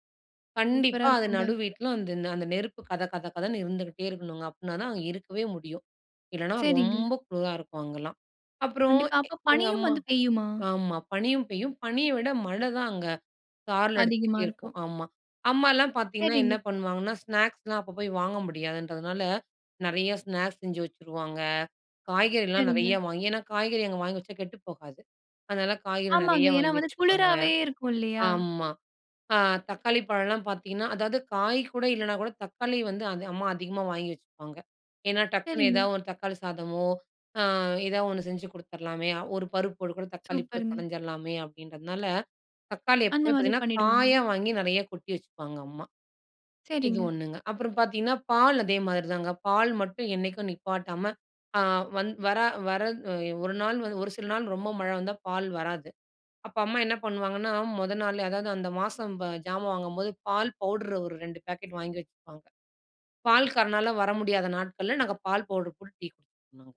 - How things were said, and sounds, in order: other background noise; unintelligible speech
- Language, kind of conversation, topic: Tamil, podcast, மழைக்காலம் வருவதற்கு முன் வீட்டை எந்த விதத்தில் தயார் செய்கிறீர்கள்?